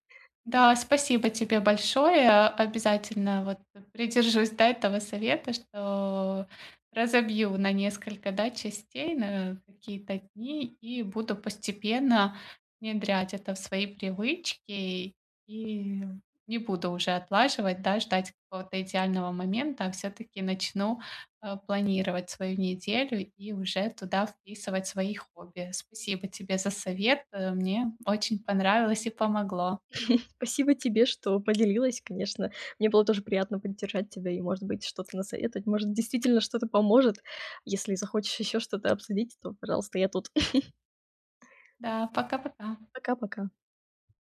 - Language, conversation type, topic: Russian, advice, Как снова найти время на хобби?
- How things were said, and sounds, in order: chuckle; tapping; other background noise; chuckle